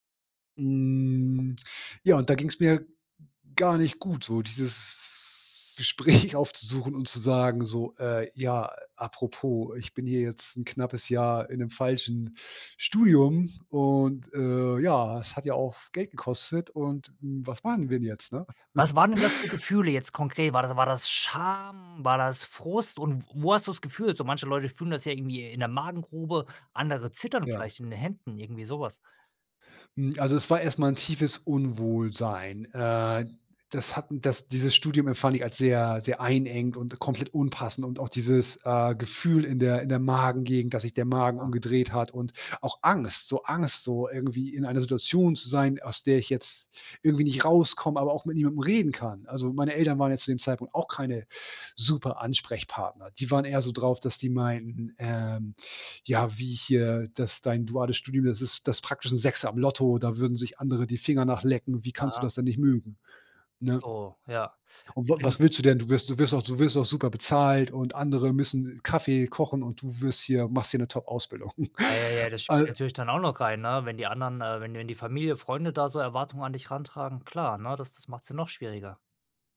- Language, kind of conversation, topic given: German, podcast, Was war dein mutigstes Gespräch?
- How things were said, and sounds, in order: drawn out: "Hm"; laughing while speaking: "Gespräch"; laugh; unintelligible speech; stressed: "Angst"; chuckle